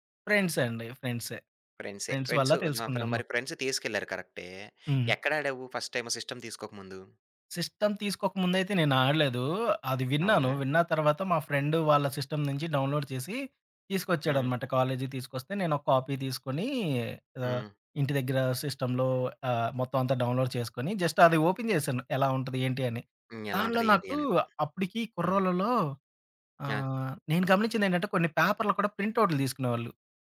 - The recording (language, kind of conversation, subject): Telugu, podcast, కల్పిత ప్రపంచాల్లో ఉండటం మీకు ఆకర్షణగా ఉందా?
- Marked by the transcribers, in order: in English: "ఫ్రెండ్స్"; in English: "ఫ్రెండ్స్"; in English: "ఫ్రెండ్స్"; in English: "ఫ్రెండ్స్"; in English: "ఫస్ట్ టైమ్ సిస్టమ్"; in English: "సిస్టమ్"; in English: "సిస్టమ్"; in English: "డౌన్‌లోడ్"; in English: "కాపీ"; in English: "సిస్టమ్‌లో"; in English: "డౌన్‌లోడ్"; in English: "ఓపెన్"